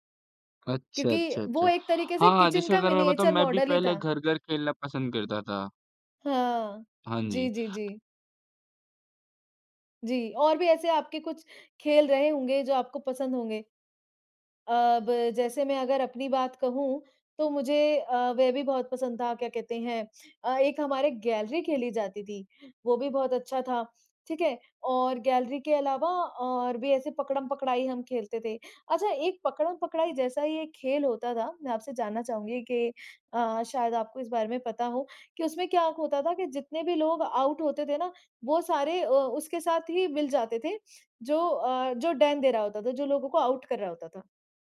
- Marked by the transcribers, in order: in English: "किचन"; in English: "मिनिएचर मॉडल"; in English: "डेन"
- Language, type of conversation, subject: Hindi, unstructured, आपकी सबसे प्यारी बचपन की याद कौन-सी है?